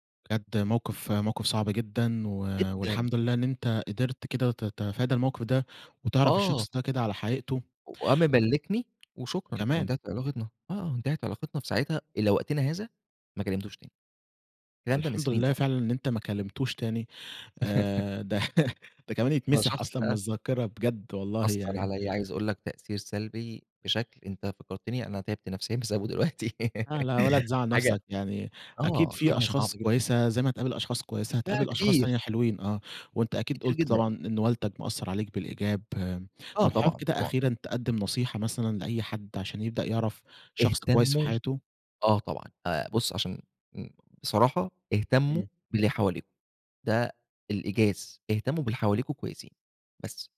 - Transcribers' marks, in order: in English: "مبلكني"; chuckle; laughing while speaking: "ده"; giggle
- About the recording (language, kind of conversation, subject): Arabic, podcast, مين أكتر شخص أثّر فيك وإزاي؟